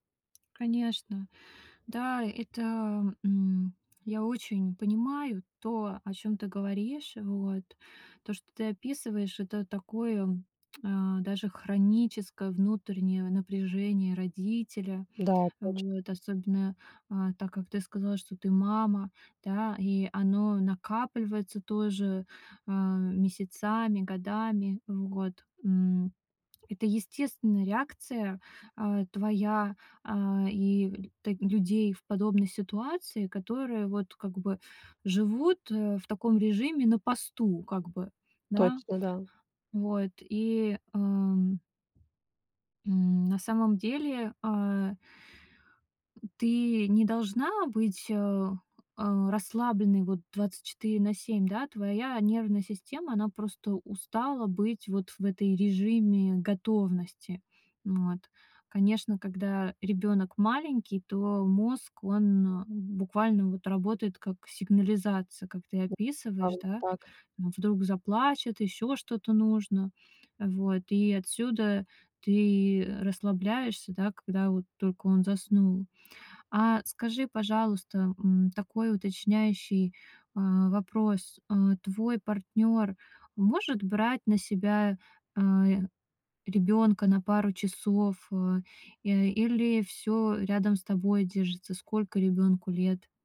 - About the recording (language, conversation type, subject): Russian, advice, Как справиться с постоянным напряжением и невозможностью расслабиться?
- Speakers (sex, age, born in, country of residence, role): female, 30-34, Russia, Estonia, advisor; female, 40-44, Russia, Italy, user
- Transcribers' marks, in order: tapping; tsk; other background noise; other noise